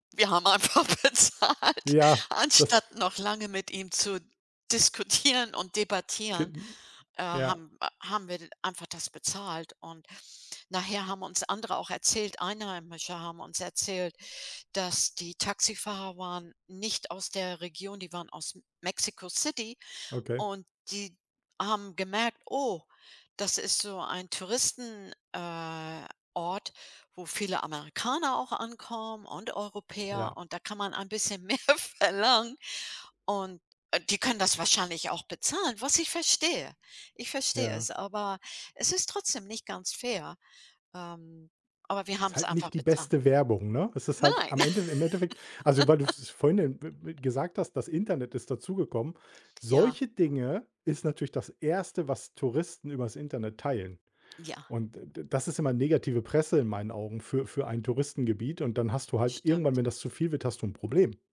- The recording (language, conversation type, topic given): German, podcast, Welche Begegnung mit Einheimischen ist dir besonders im Gedächtnis geblieben?
- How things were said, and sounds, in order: laughing while speaking: "einfach bezahlt"; laughing while speaking: "diskutieren"; laughing while speaking: "mehr verlangen"; laugh